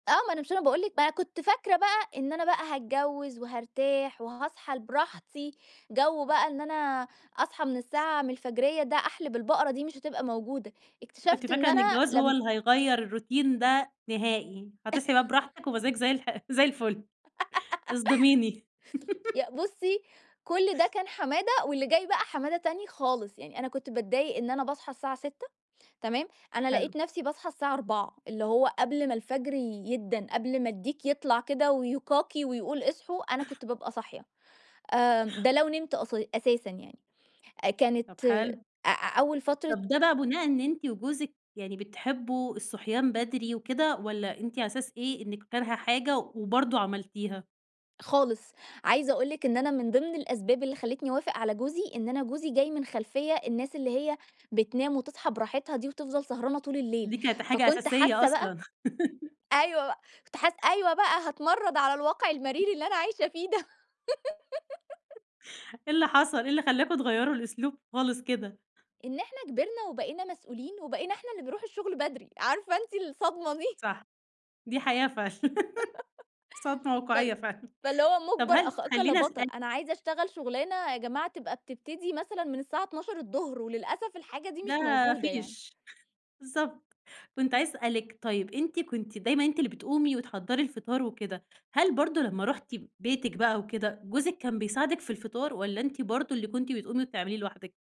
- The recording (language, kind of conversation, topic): Arabic, podcast, إيه روتين الصبح عندكم في البيت؟
- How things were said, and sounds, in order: other noise; in English: "الروتين"; chuckle; giggle; chuckle; laugh; chuckle; laugh; tapping; giggle; laugh